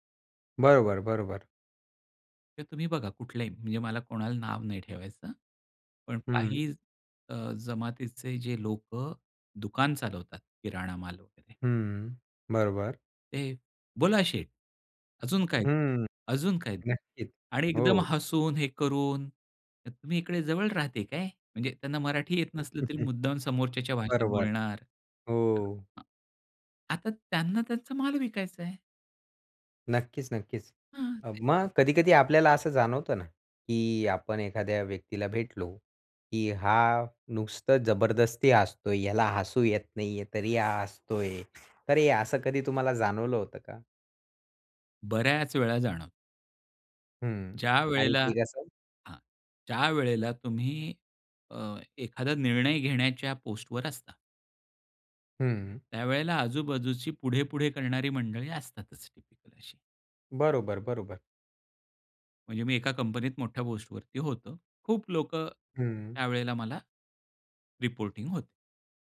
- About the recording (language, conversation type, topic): Marathi, podcast, खऱ्या आणि बनावट हसण्यातला फरक कसा ओळखता?
- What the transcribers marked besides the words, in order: chuckle; other noise; in English: "टिपिकल"